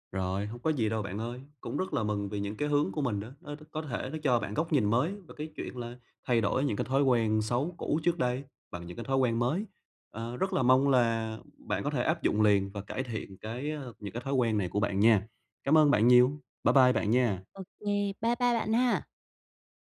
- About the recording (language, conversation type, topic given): Vietnamese, advice, Làm thế nào để thay thế thói quen xấu bằng một thói quen mới?
- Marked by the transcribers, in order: none